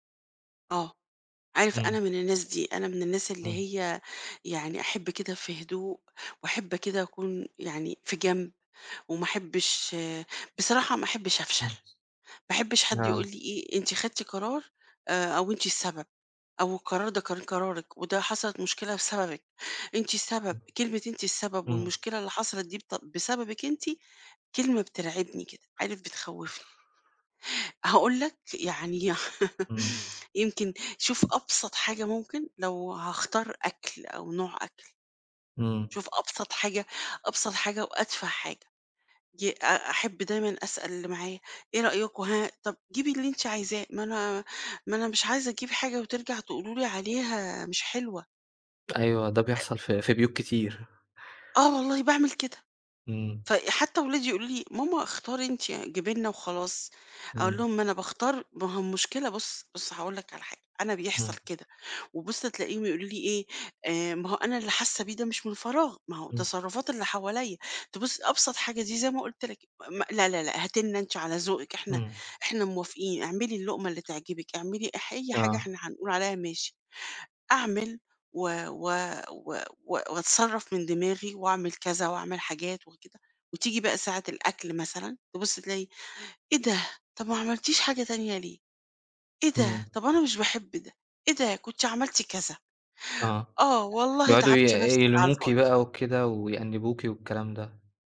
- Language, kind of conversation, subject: Arabic, advice, إزاي أتجنب إني أأجل قرار كبير عشان خايف أغلط؟
- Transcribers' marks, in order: other background noise; laughing while speaking: "ي"; laugh; tapping